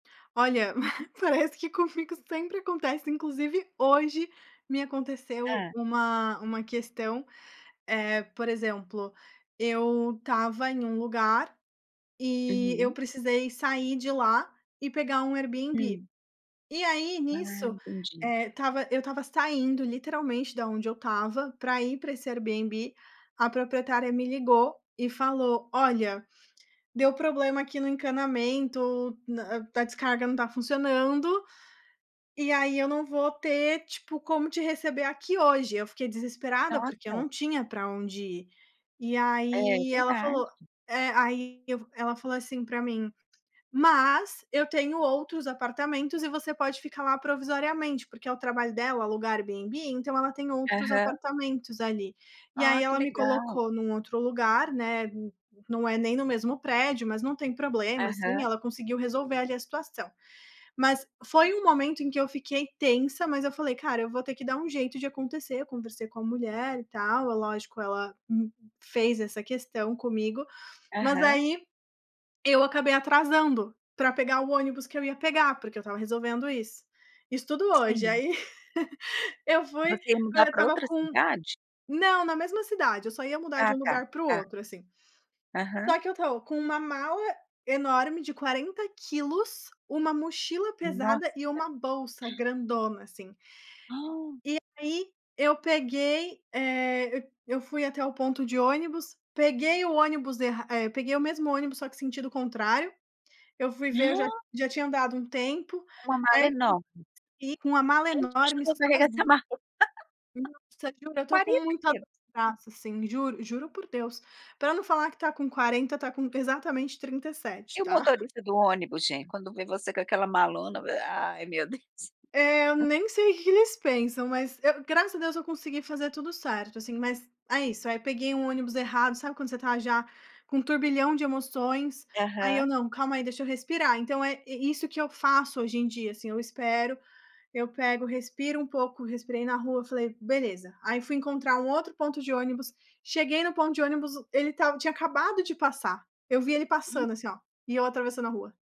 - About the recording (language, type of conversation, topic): Portuguese, podcast, Como você lida com imprevistos em viagens hoje em dia?
- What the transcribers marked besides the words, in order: chuckle; tapping; chuckle; gasp; gasp; unintelligible speech; laugh; chuckle; chuckle